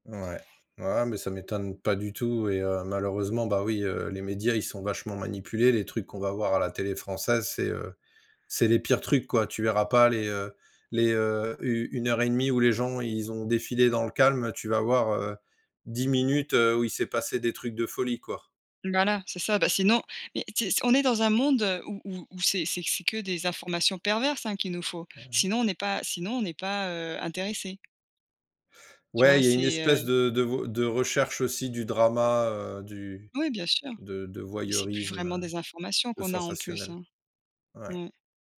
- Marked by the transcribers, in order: other background noise; tapping
- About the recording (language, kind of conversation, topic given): French, unstructured, Qu’est-ce qui te choque encore malgré ton âge ?